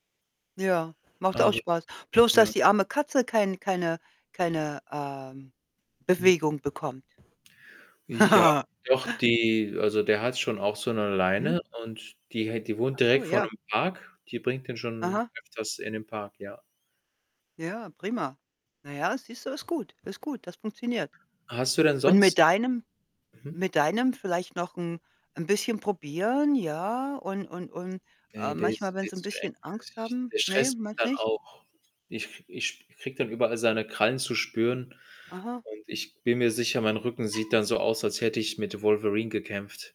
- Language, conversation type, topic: German, unstructured, Wie wirkt sich Sport auf die mentale Gesundheit aus?
- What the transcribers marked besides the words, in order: static; distorted speech; other background noise; giggle; unintelligible speech